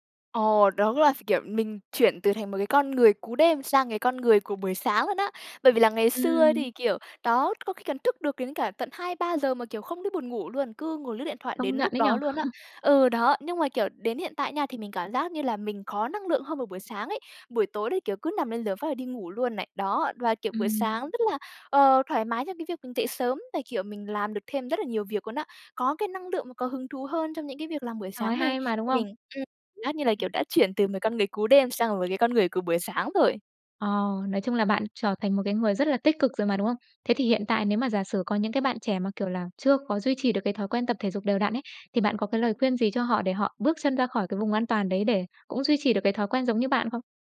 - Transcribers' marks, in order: tapping; other background noise; laugh; unintelligible speech
- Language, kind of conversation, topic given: Vietnamese, podcast, Bạn duy trì việc tập thể dục thường xuyên bằng cách nào?